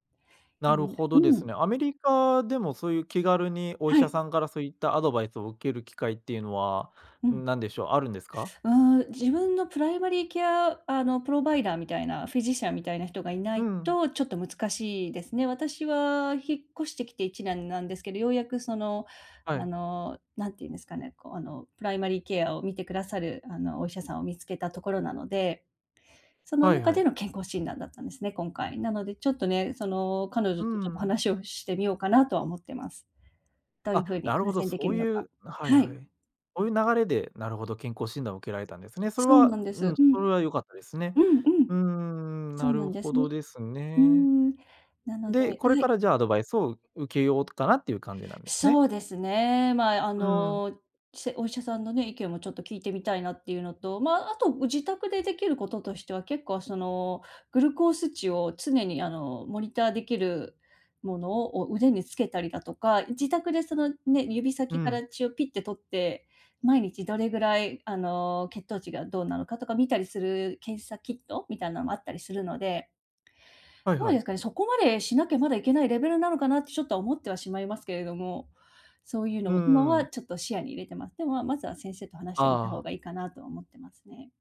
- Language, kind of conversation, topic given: Japanese, advice, 健康診断で「改善が必要」と言われて不安なのですが、どうすればよいですか？
- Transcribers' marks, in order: in English: "プライマリーケア"; in English: "プロバイダー"; in English: "フィジシャン"; in English: "プライマリーケア"